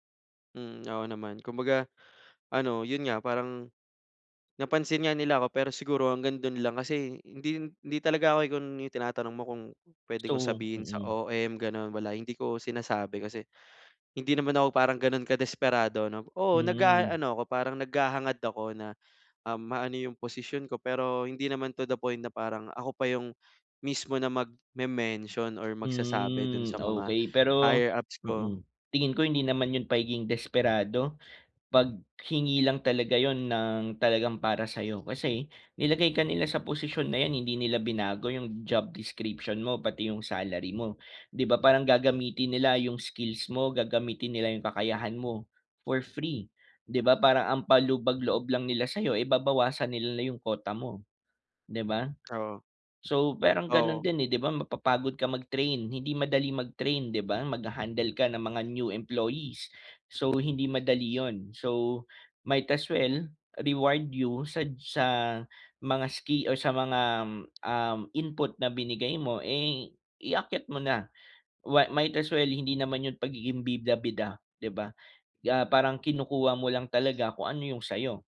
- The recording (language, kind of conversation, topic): Filipino, advice, Paano ko mahahanap ang kahulugan sa aking araw-araw na trabaho?
- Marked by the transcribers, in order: tapping; other background noise; in English: "higher-ups"; in English: "job description"; "pampalubag-loob" said as "palubag-loob"; fan